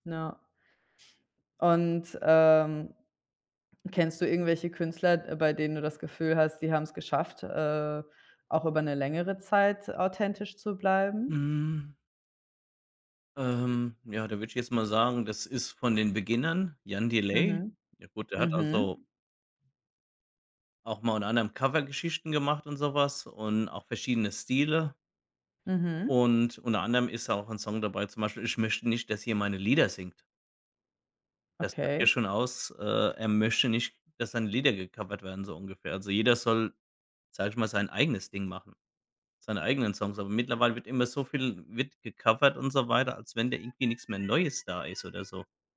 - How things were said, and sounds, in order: music
- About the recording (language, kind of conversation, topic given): German, unstructured, Was hältst du von Künstlern, die nur auf Klickzahlen achten?